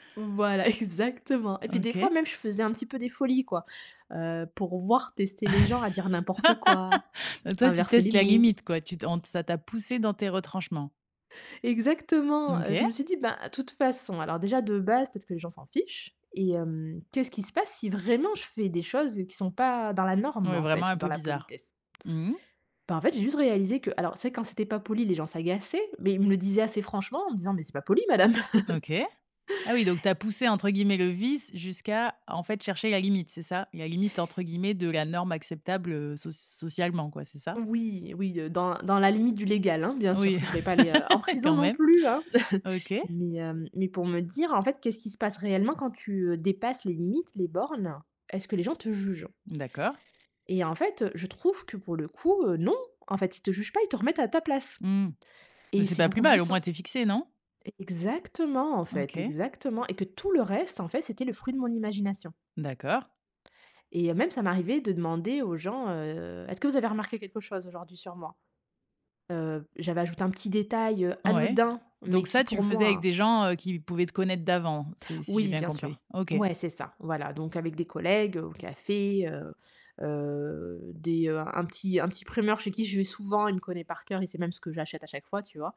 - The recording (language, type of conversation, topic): French, podcast, Quel conseil t’a vraiment changé la vie ?
- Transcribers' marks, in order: laughing while speaking: "exactement"; laugh; chuckle; chuckle; joyful: "en prison non plus, hein ?"; chuckle